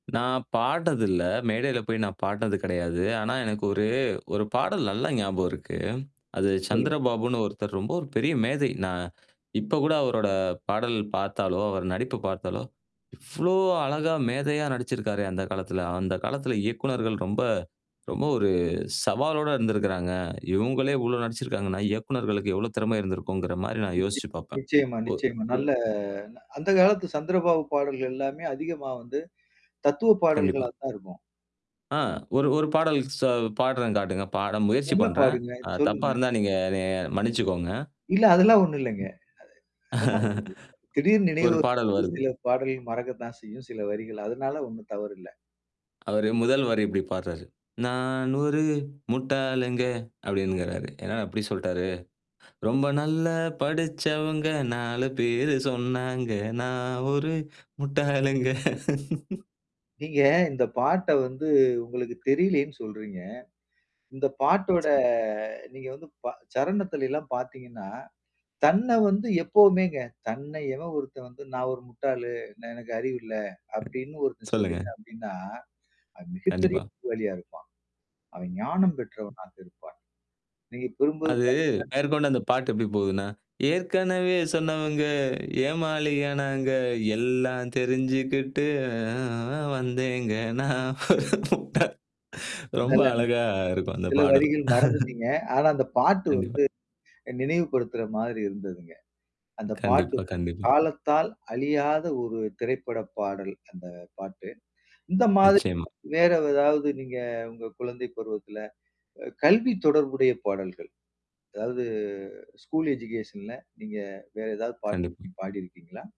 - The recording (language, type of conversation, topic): Tamil, podcast, உங்கள் கல்விக்காலத்தில் உங்களுக்கு பிடித்த பாடல்கள் எவை?
- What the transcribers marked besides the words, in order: tapping; other noise; laugh; distorted speech; other background noise; singing: "நானொரு முட்டாளுங்க"; singing: "ரொம்ப நல்ல படிச்சவங்க, நாலு பேரு சொன்னாங்க நான் ஒரு முட்டாளுங்க"; laugh; singing: "ஏற்கனவே சொன்னவுங்க ஏமாளி ஆனாங்க, எல்லாம் தெரிஞ்சுக்கிட்டு அ, ஆ வந்தேங்க நான் ஒரு முட்டாள்"; laughing while speaking: "ஒரு முட்டாள் ரொம்ப அழகா இருக்கும் அந்த பாடல்"; laugh; in English: "ஸ்கூல் எஜுகேஷன்ல"